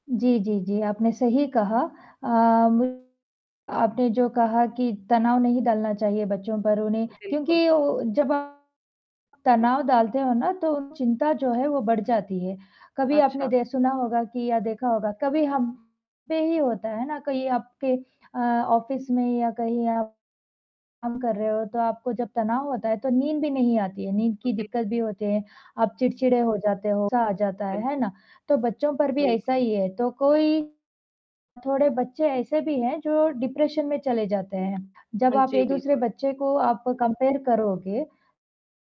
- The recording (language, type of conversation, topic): Hindi, unstructured, क्या शैक्षणिक दबाव बच्चों के लिए नुकसानदेह होता है?
- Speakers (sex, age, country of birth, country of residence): female, 35-39, India, India; female, 40-44, India, India
- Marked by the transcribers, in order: static; distorted speech; other background noise; in English: "ऑफ़िस"; in English: "डिप्रेशन"; in English: "कम्पेयर"